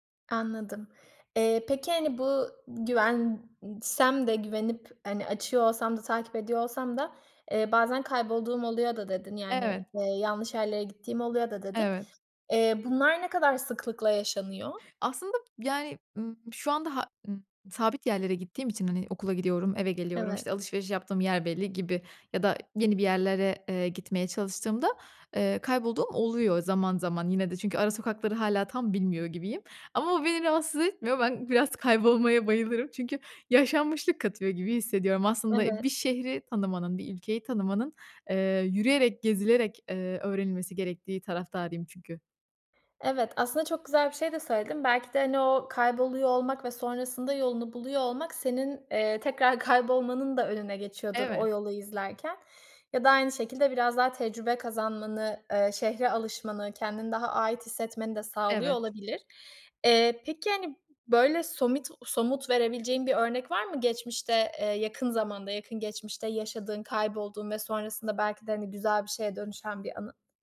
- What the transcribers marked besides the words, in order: tapping; joyful: "Ama o beni rahatsız etmiyor … katıyor gibi hissediyorum"; laughing while speaking: "kaybolmanın da"; other background noise; "somut" said as "somit"
- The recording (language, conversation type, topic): Turkish, podcast, Telefona güvendin de kaybolduğun oldu mu?